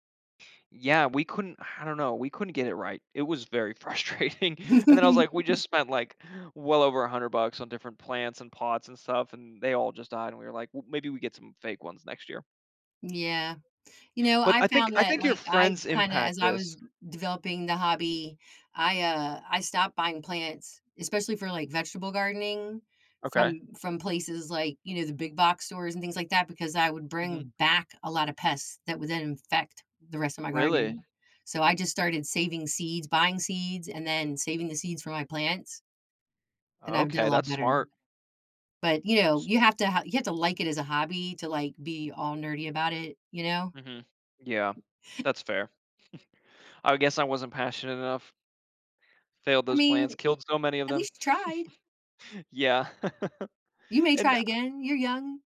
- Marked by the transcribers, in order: laughing while speaking: "frustrating"; chuckle; background speech; stressed: "back"; tapping; chuckle; chuckle
- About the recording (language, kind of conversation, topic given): English, unstructured, What factors influence your choice between spending a night out or relaxing at home?
- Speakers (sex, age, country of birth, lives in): female, 50-54, United States, United States; male, 30-34, United States, United States